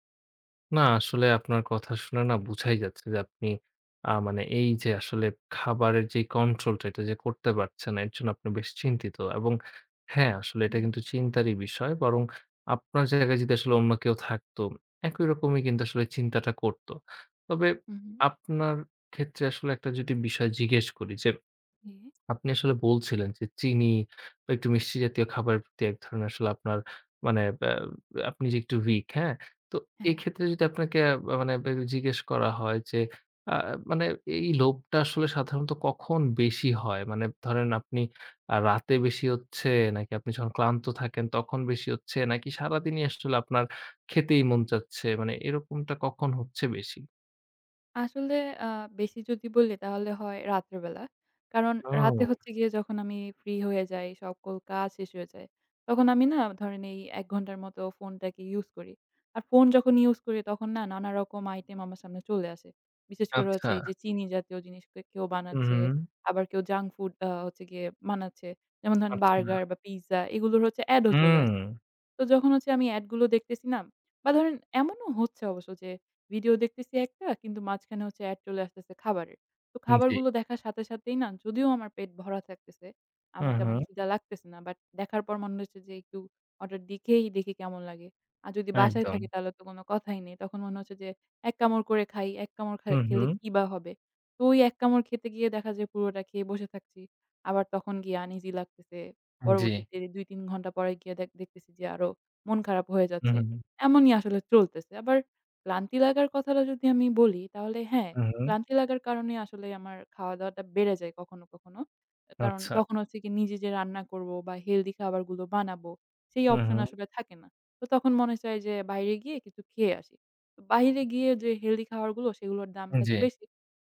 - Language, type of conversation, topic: Bengali, advice, চিনি বা অস্বাস্থ্যকর খাবারের প্রবল লালসা কমাতে না পারা
- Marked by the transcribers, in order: none